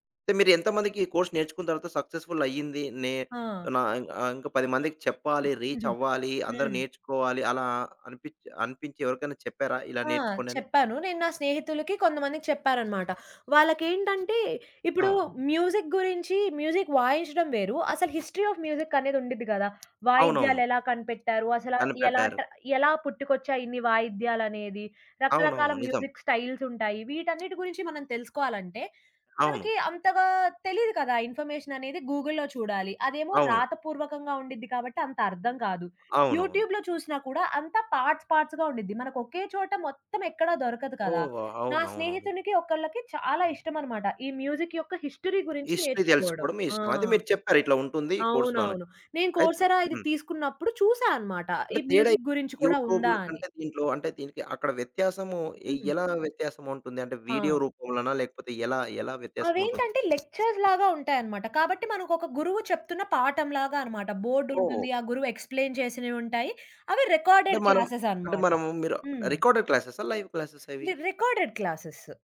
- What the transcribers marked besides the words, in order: in English: "కోర్స్"; in English: "సక్సెస్‌ఫుల్"; other background noise; in English: "రీచ్"; in English: "మ్యూజిక్"; in English: "మ్యూజిక్"; in English: "హిస్టరీ ఆఫ్ మ్యూజిక్"; in English: "మ్యూజిక్ స్టైల్స్"; in English: "ఇన్ఫర్మేషన్"; in English: "గూగుల్‌లో"; in English: "యూట్యూబ్‌లో"; in English: "పార్ట్స్ పార్ట్స్‌గా"; in English: "మ్యూజిక్"; in English: "హిస్టరీ"; in English: "హిస్టరీ"; in English: "కోర్సెరా"; in English: "మ్యూజిక్"; in English: "యూట్యూబ్‌లో"; in English: "లెక్చర్"; in English: "ఎక్స్‌ప్లెయిన్"; in English: "రికార్డెడ్ క్లాసెస్"
- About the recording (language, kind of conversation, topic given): Telugu, podcast, ఆన్‌లైన్ లెర్నింగ్ మీకు ఎలా సహాయపడింది?